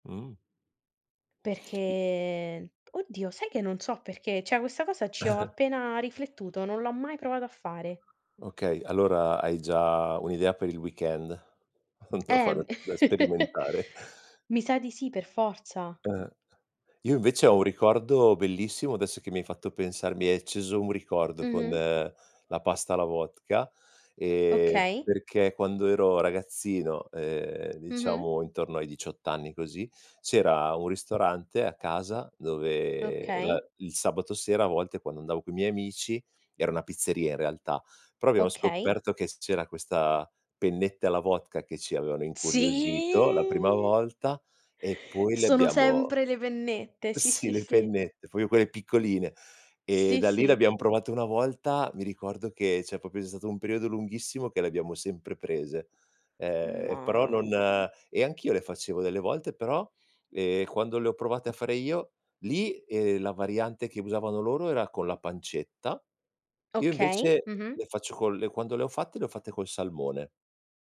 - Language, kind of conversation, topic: Italian, unstructured, Qual è il tuo piatto preferito e perché ti rende felice?
- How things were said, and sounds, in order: drawn out: "Perché"; "cioè" said as "ceh"; chuckle; chuckle; tapping; drawn out: "Sì"; other background noise; stressed: "Mamma"